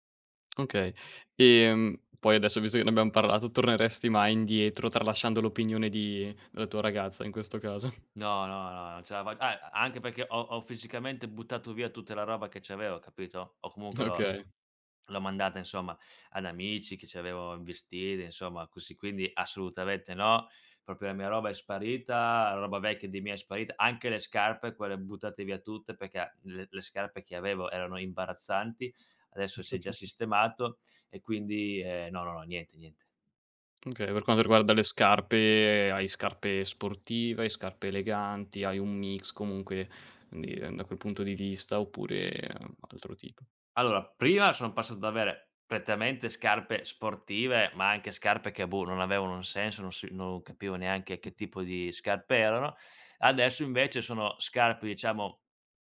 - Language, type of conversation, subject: Italian, podcast, Come è cambiato il tuo stile nel tempo?
- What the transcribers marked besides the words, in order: tapping; chuckle; other background noise; laughing while speaking: "Okay"; unintelligible speech; "Proprio" said as "propio"; "perché" said as "pechè"; chuckle; other noise